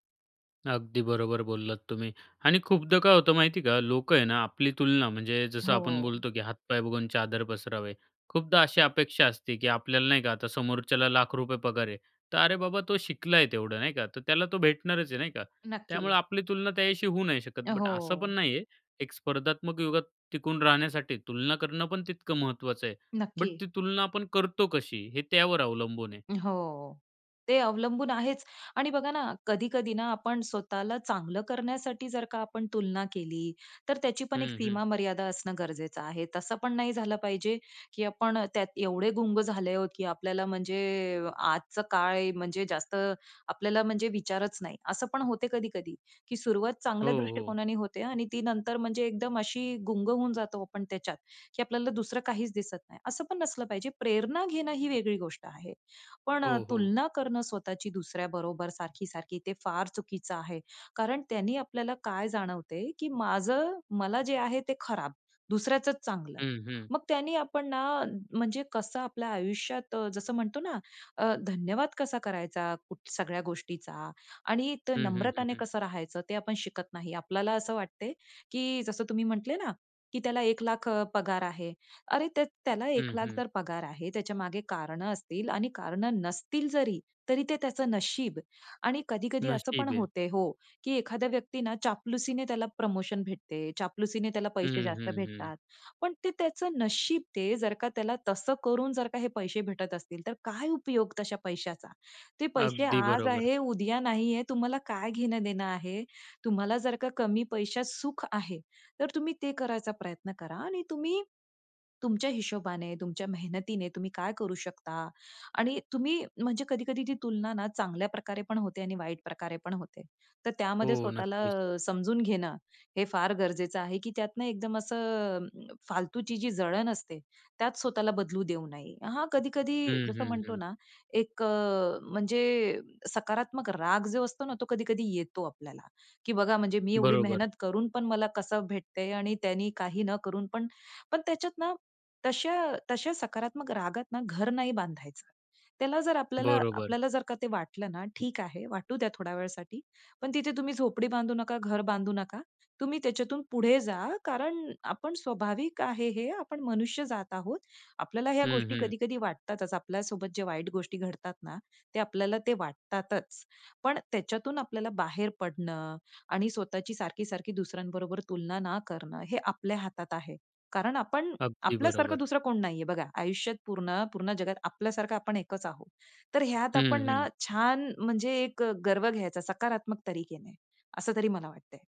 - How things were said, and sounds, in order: in English: "बट"; in English: "बट"; drawn out: "म्हणजे"; trusting: "तर काय उपयोग तशा पैशाचा? … करायचा प्रयत्न करा"; drawn out: "असं"; stressed: "राग"; in Hindi: "तरीके ने"
- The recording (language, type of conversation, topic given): Marathi, podcast, तुम्ही स्वतःची तुलना थांबवण्यासाठी काय करता?